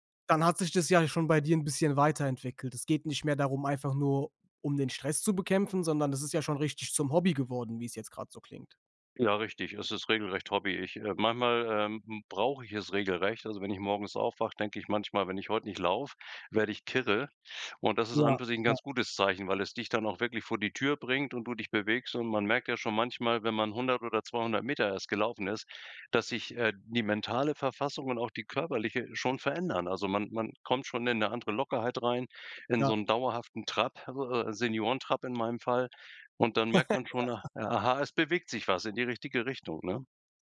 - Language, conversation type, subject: German, podcast, Wie gehst du mit Stress im Alltag um?
- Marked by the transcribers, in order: chuckle